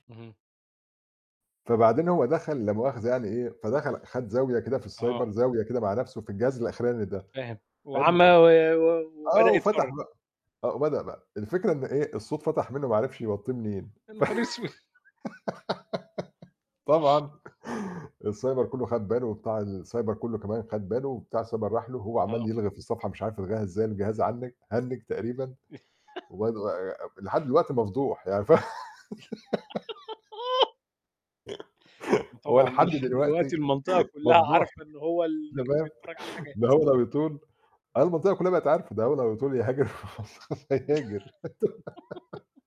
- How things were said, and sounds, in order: in English: "السايبر"; laughing while speaking: "يا نهار أسود!"; giggle; other background noise; laugh; "هنِّج" said as "عَنِّج"; giggle; laugh; laughing while speaking: "هو لحد دلوقتي مفضوح، أنت فاهم"; laughing while speaking: "برّا مصر خالص هيهاجر"; giggle
- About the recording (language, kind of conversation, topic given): Arabic, unstructured, إيه أحلى حاجة اتعلمتها من ثقافتك؟